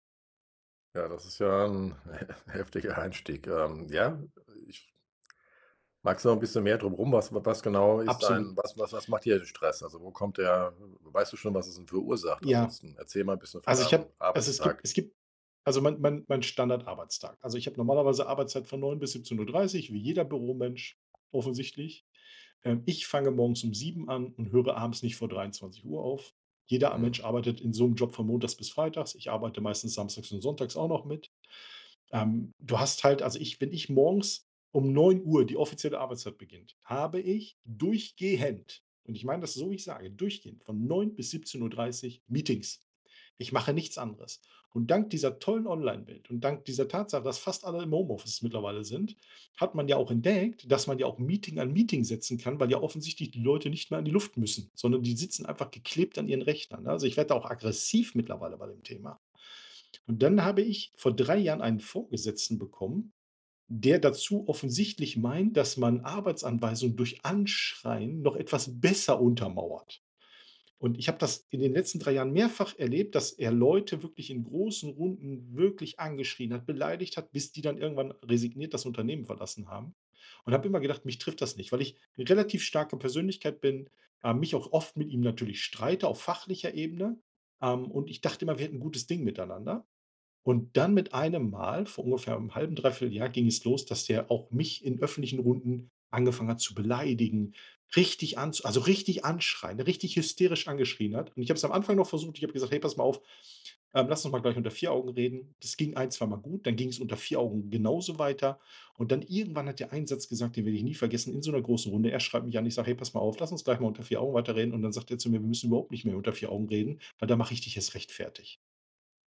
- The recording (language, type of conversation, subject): German, advice, Wie äußern sich bei dir Burnout-Symptome durch lange Arbeitszeiten und Gründerstress?
- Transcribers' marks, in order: joyful: "heftiger Einstieg"; other background noise; stressed: "durchgehend"; stressed: "entdeckt"; stressed: "aggressiv"